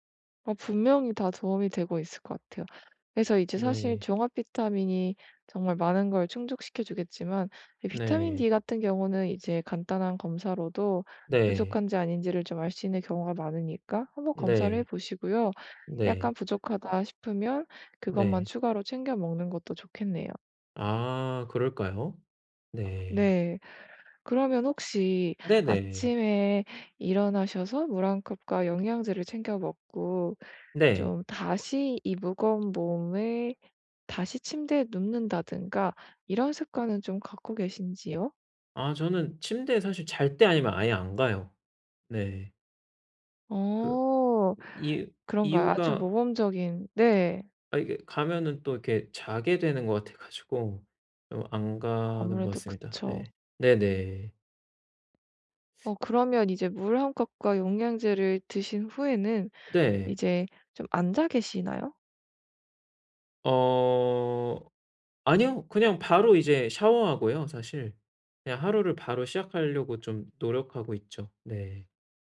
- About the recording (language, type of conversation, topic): Korean, advice, 하루 동안 에너지를 더 잘 관리하려면 어떻게 해야 하나요?
- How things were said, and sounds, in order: laughing while speaking: "같아 가지고"; other background noise